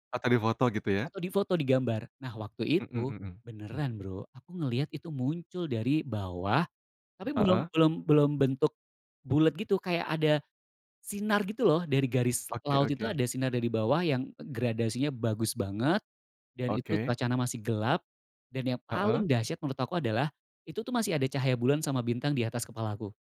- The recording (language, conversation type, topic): Indonesian, podcast, Ceritakan momen matahari terbit atau terbenam yang paling kamu ingat?
- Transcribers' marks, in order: none